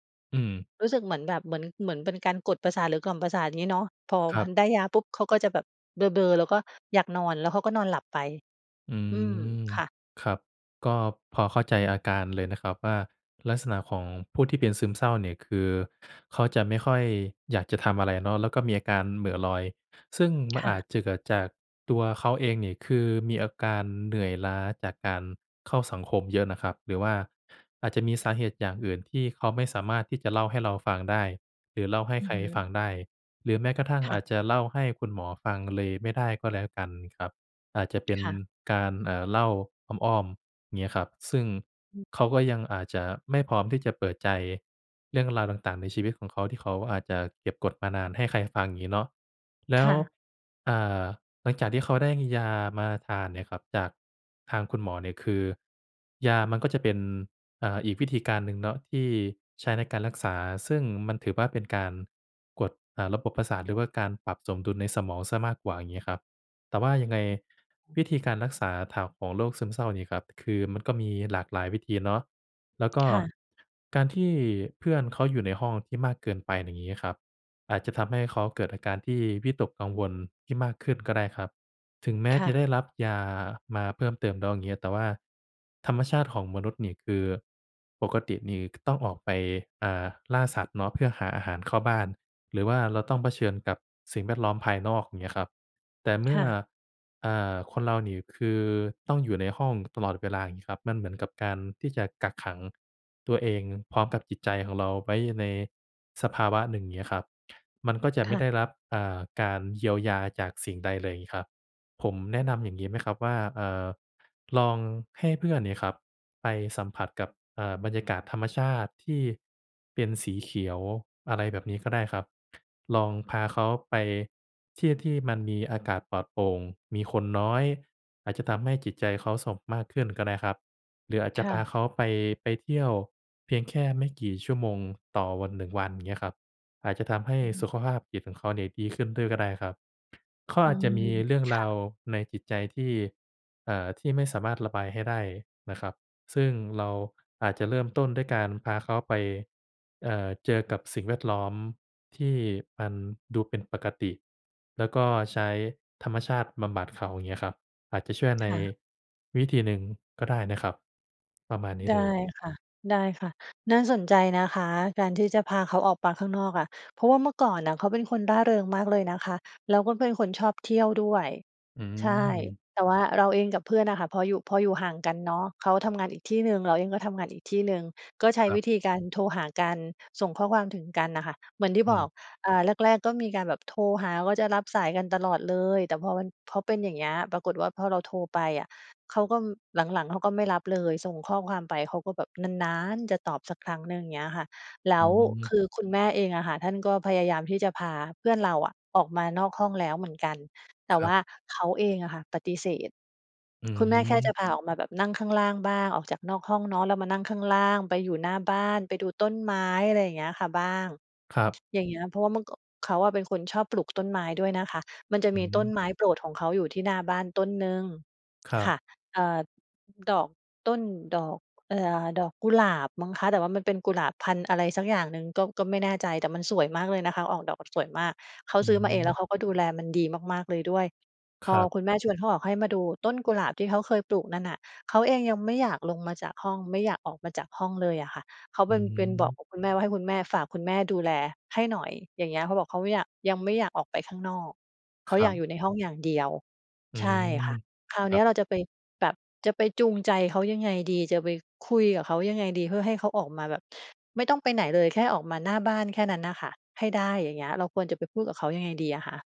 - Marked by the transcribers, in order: other background noise; unintelligible speech; unintelligible speech; tapping; background speech
- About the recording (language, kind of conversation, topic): Thai, advice, ฉันควรช่วยเพื่อนที่มีปัญหาสุขภาพจิตอย่างไรดี?